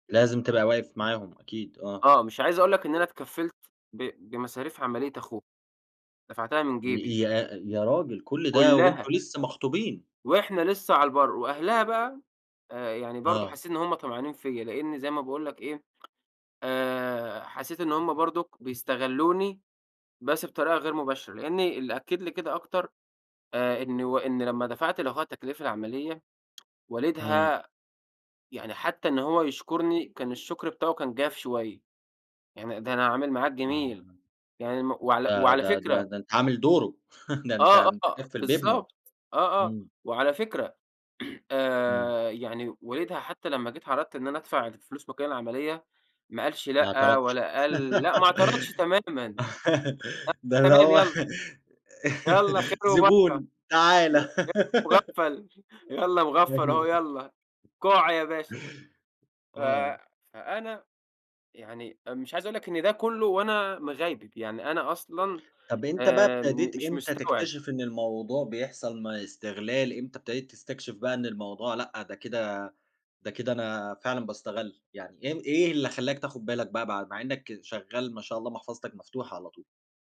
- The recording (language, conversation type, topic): Arabic, podcast, إزاي تقدر تبتدي صفحة جديدة بعد تجربة اجتماعية وجعتك؟
- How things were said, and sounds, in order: unintelligible speech; tsk; tapping; chuckle; throat clearing; giggle; laughing while speaking: "ده اللي هو زبون. تعالَ"; unintelligible speech; laugh; laughing while speaking: "يالّا مُغفل هو يالّا"; giggle; unintelligible speech; chuckle